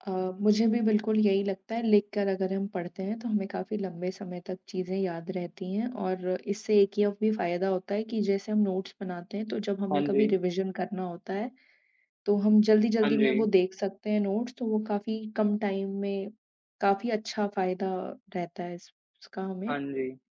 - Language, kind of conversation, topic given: Hindi, unstructured, कौन-सा अध्ययन तरीका आपके लिए सबसे ज़्यादा मददगार होता है?
- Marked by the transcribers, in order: tapping; in English: "नोट्स"; in English: "रिविज़न"; in English: "नोट्स"; in English: "टाइम"